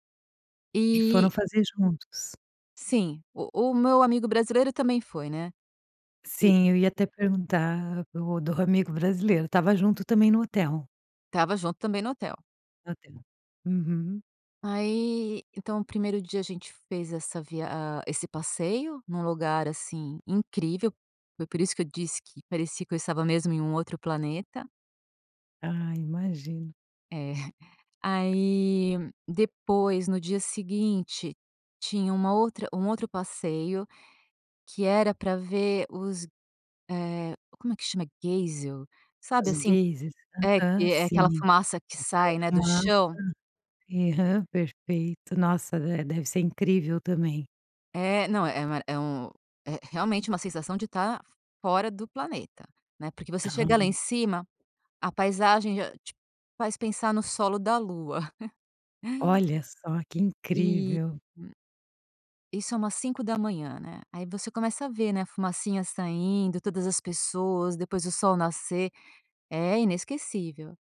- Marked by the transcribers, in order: chuckle; tapping; chuckle
- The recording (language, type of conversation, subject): Portuguese, podcast, Já fez alguma amizade que durou além da viagem?